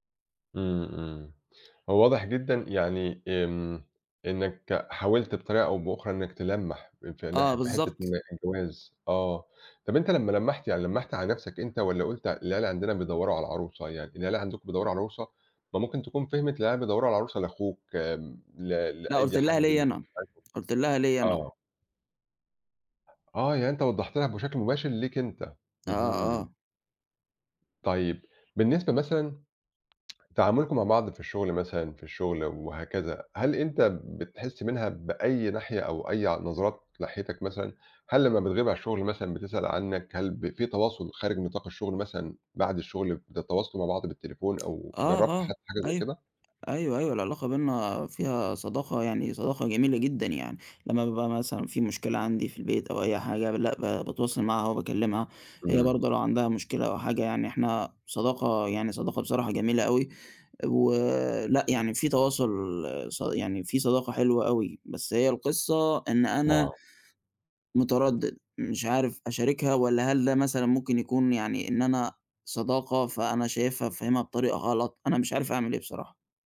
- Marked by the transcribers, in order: unintelligible speech; tapping; tsk
- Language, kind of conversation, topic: Arabic, advice, إزاي أقدر أتغلب على ترددي إني أشارك مشاعري بجد مع شريكي العاطفي؟